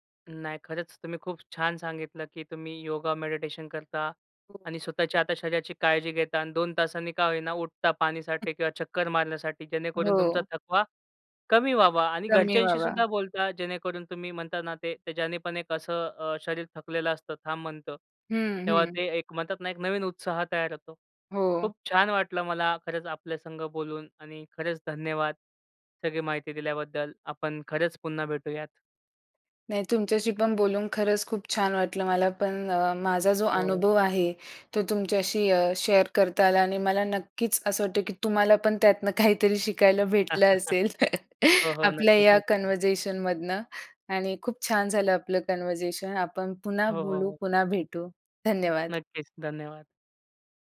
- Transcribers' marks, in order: other noise; in English: "शेअर"; laughing while speaking: "काहीतरी शिकायला भेटलं असेल"; chuckle; in English: "कनव्हरजेशन"; "कन्व्हर्सेशनमधनं" said as "कनव्हरजेशन"; in English: "कनव्हरजेशन"; "कन्व्हर्सेशन" said as "कनव्हरजेशन"
- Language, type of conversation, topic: Marathi, podcast, तुमचे शरीर आता थांबायला सांगत आहे असे वाटल्यावर तुम्ही काय करता?